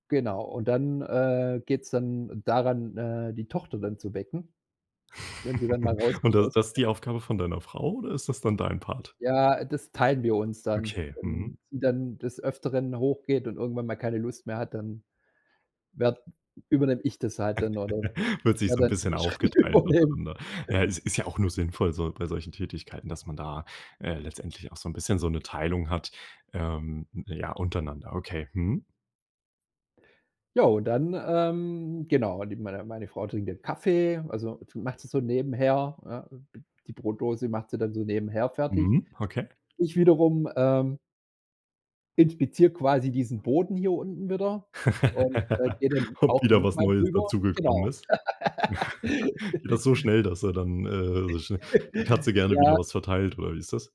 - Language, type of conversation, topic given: German, podcast, Wie sieht ein typisches Morgenritual in deiner Familie aus?
- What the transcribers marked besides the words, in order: laugh; laugh; laughing while speaking: "die Schritte"; chuckle; laugh; laugh; laugh; giggle